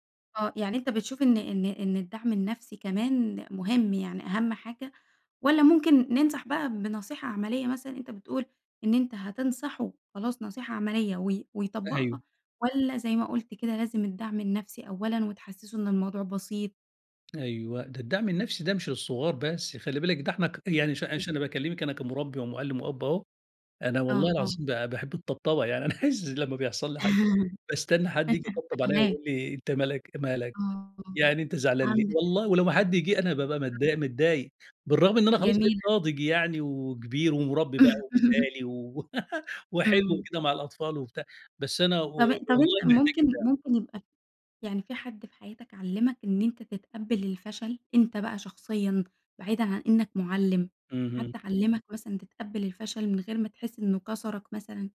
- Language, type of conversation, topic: Arabic, podcast, إيه دور المُدرّسين أو الأهل في إنك تتعامل مع الفشل؟
- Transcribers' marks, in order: laughing while speaking: "يعني أنا عايز"; chuckle; unintelligible speech; laugh; laugh